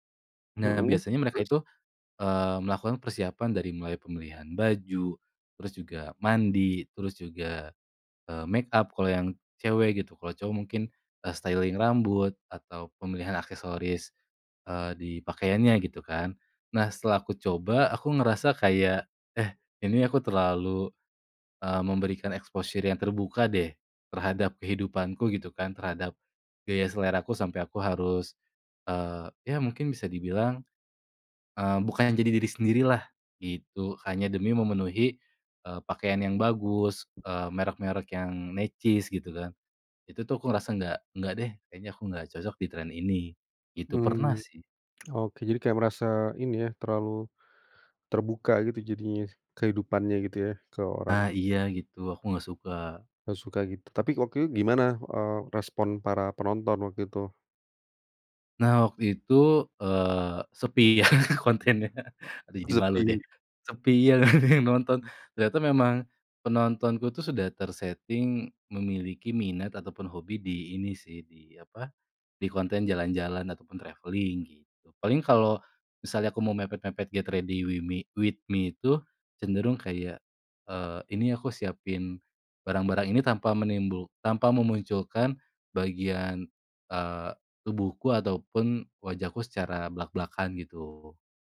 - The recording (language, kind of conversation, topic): Indonesian, podcast, Pernah nggak kamu ikutan tren meski nggak sreg, kenapa?
- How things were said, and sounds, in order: in English: "styling"; in English: "exposure"; tapping; laughing while speaking: "ya kontennya"; laughing while speaking: "nggak"; in English: "ter-setting"; in English: "travelling"; in English: "get ready"; in English: "with me"